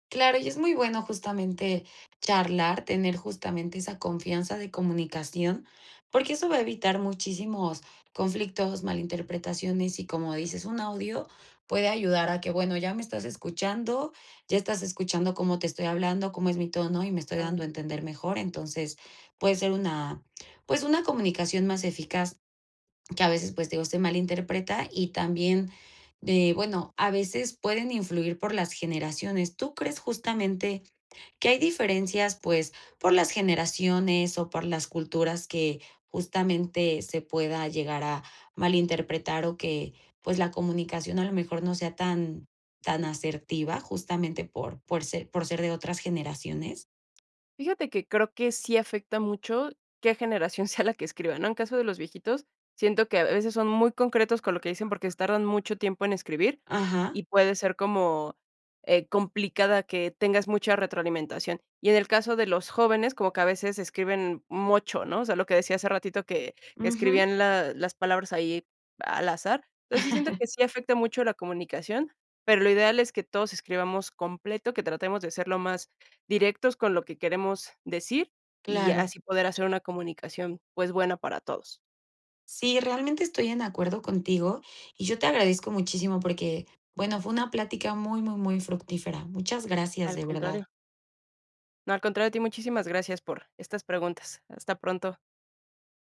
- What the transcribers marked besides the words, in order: laughing while speaking: "sea"; chuckle; other background noise
- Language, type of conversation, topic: Spanish, podcast, ¿Qué consideras que es de buena educación al escribir por WhatsApp?